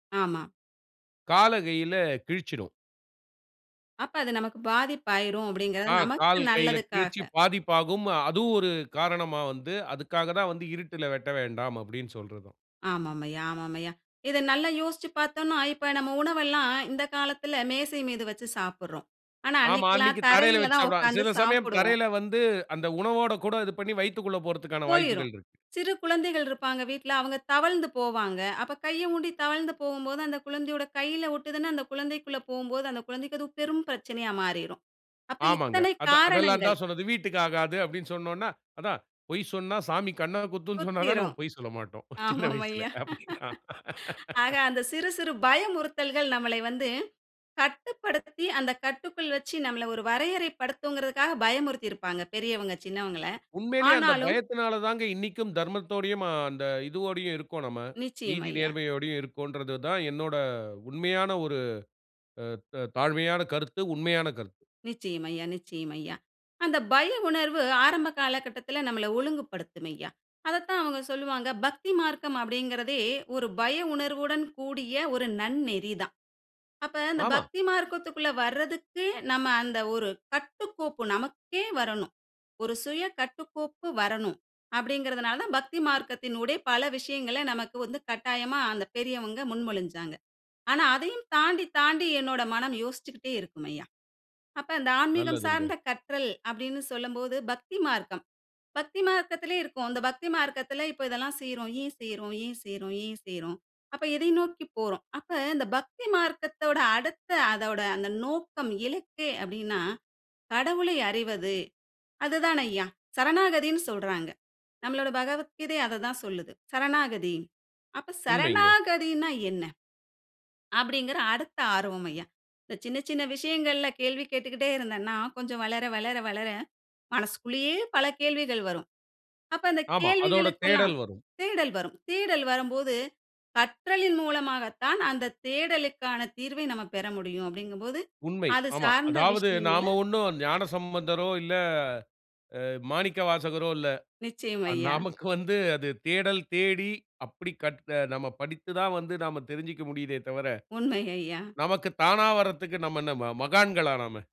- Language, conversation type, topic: Tamil, podcast, ஒரு சாதாரண நாளில் நீங்கள் சிறிய கற்றல் பழக்கத்தை எப்படித் தொடர்கிறீர்கள்?
- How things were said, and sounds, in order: other background noise; laugh; laughing while speaking: "சொல்ல மாட்டோம். சின்ன வயசுல அப்டினா"